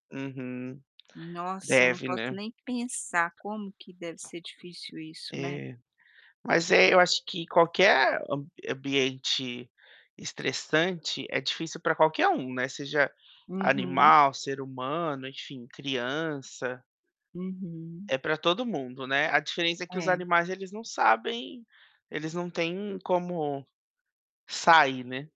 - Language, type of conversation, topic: Portuguese, unstructured, Quais são os efeitos da exposição a ambientes estressantes na saúde emocional dos animais?
- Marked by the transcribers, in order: tapping; other background noise